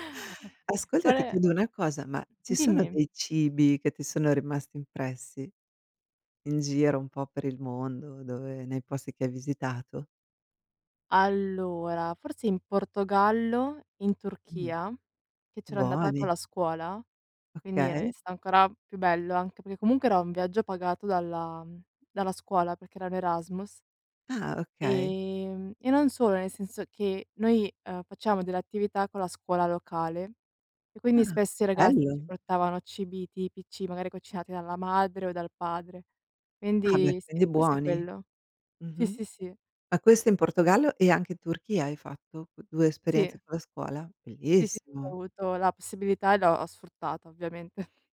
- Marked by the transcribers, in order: other background noise; tapping; "perché" said as "peché"; drawn out: "Ehm"; "cucinati" said as "cocinati"; laughing while speaking: "ovviamente"
- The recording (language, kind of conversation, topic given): Italian, unstructured, Cosa ti piace fare quando esplori un posto nuovo?